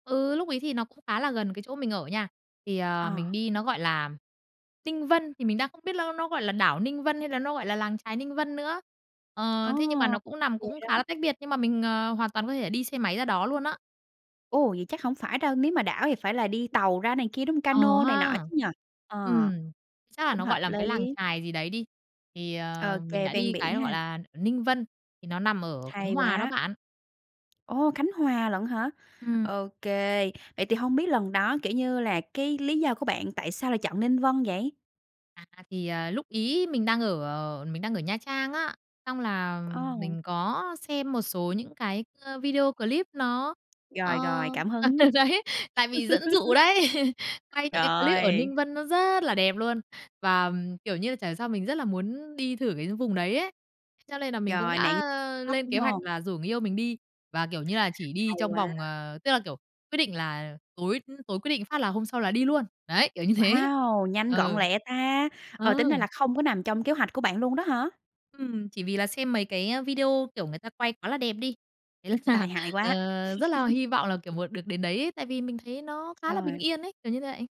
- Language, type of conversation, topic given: Vietnamese, podcast, Bạn có thể kể về một lần thiên nhiên giúp bạn bình tĩnh lại không?
- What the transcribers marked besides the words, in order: tapping; laughing while speaking: "ờ đấy"; laugh; laugh; other background noise; unintelligible speech; laughing while speaking: "như thế"; laughing while speaking: "thế là"; laugh